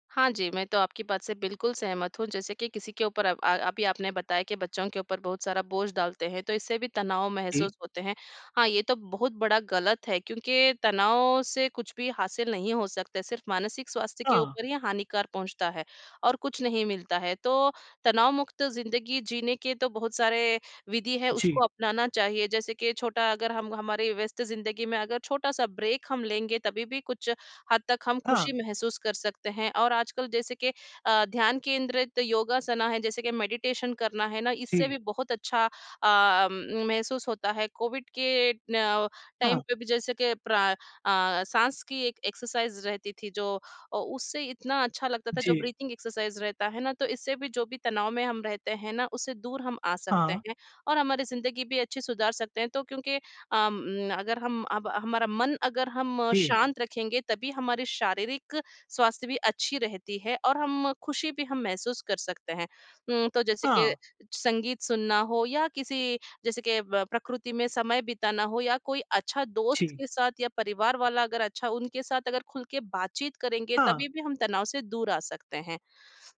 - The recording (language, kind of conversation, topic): Hindi, unstructured, आपकी ज़िंदगी में कौन-सी छोटी-छोटी बातें आपको खुशी देती हैं?
- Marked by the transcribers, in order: in English: "ब्रेक"; in English: "मेडिटेशन"; in English: "टाइम"; in English: "एक्सरसाइज़"; in English: "ब्रीथिंग एक्सरसाइज़"